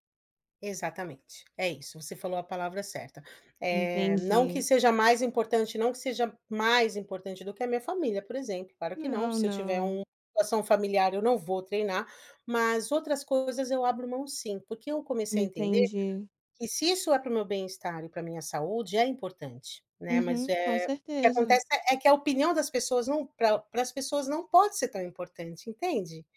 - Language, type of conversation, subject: Portuguese, advice, Como lidar com a culpa por priorizar os treinos em vez de passar tempo com a família ou amigos?
- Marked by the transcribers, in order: none